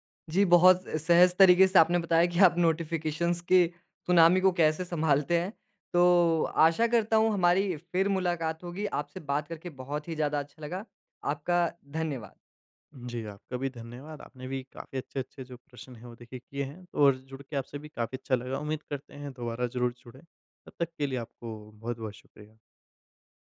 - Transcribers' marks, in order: laughing while speaking: "आप"; in English: "नोटिफिकेशंस"
- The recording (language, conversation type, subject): Hindi, podcast, आप सूचनाओं की बाढ़ को कैसे संभालते हैं?